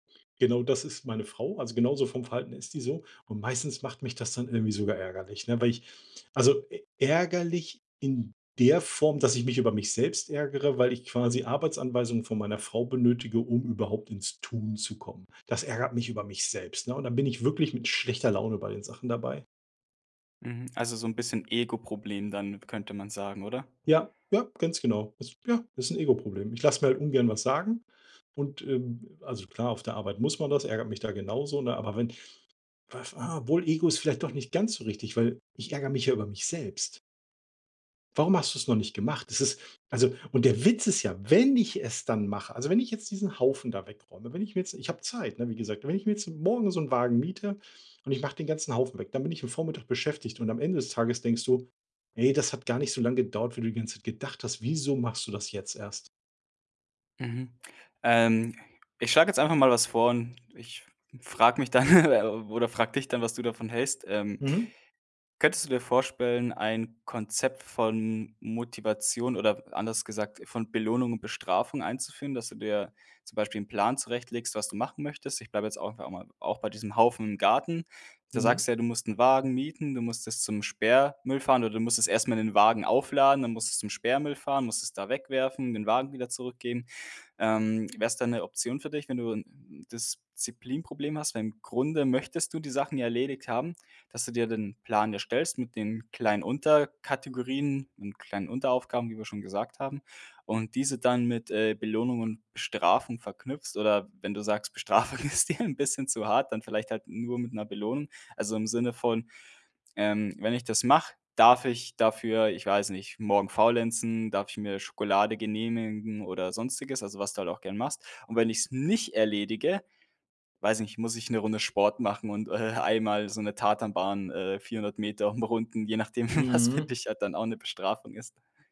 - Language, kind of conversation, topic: German, advice, Warum fällt es dir schwer, langfristige Ziele konsequent zu verfolgen?
- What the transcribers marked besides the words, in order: other noise; stressed: "wenn"; chuckle; laughing while speaking: "Bestrafung ist dir"; stressed: "nicht"; laughing while speaking: "äh"; laughing while speaking: "umrunden"; laughing while speaking: "nachdem"